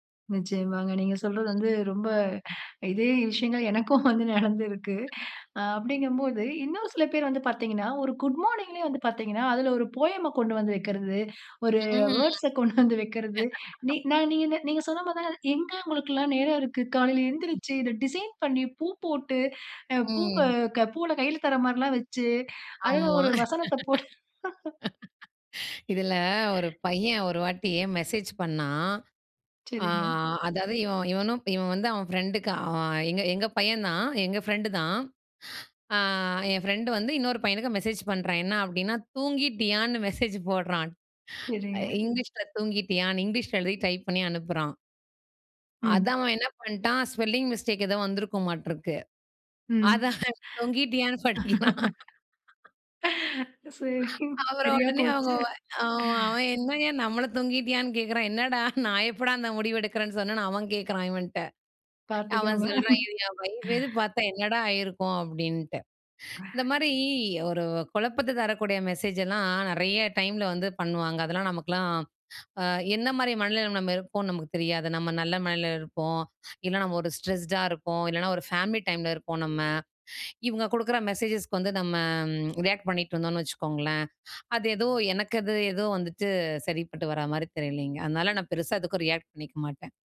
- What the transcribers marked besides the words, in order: other background noise; laughing while speaking: "எனக்கும் வந்து நடந்திருக்கு"; laugh; in English: "போயம்"; drawn out: "ம்"; in English: "வேர்ட்ஸ்ஸ"; laugh; unintelligible speech; in English: "டிசைன்"; laugh; laughing while speaking: "அதில ஒரு வசனத்தை போட்டு"; laugh; breath; in English: "ஸ்பெல்லிங் மிஸ்டேக்"; laughing while speaking: "சரிங்க. சரியா போச்சு"; laughing while speaking: "தொங்கிட்டியான்னு படிக்கிறான்"; laughing while speaking: "அப்புறம் உடனே அவுங்க ஆ. அவன் … பாத்தா, என்னடா ஆயிருக்கும்?"; laughing while speaking: "பாத்துக்கோங்க"; "மனநிலமையில" said as "மனநிலமல"; in English: "ஸ்ட்ரெஸ்ட்டா"; in English: "ஃபேமிலி டைம்ல"; swallow; in English: "ரியாக்ட்"; in English: "ரியாக்ட்"
- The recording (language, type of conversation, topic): Tamil, podcast, மொபைலில் வரும் செய்திகளுக்கு பதில் அளிக்க வேண்டிய நேரத்தை நீங்கள் எப்படித் தீர்மானிக்கிறீர்கள்?